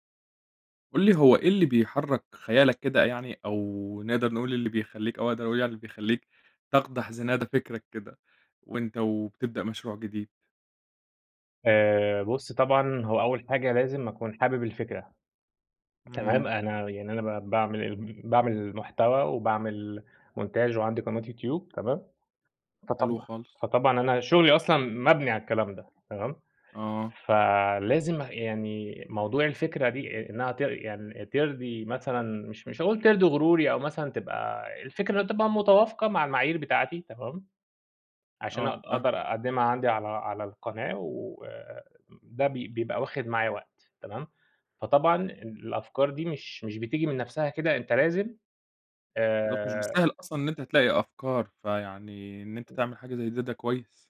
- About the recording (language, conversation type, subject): Arabic, podcast, إيه اللي بيحرّك خيالك أول ما تبتدي مشروع جديد؟
- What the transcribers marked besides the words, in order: tapping; in French: "مونتاچ"; unintelligible speech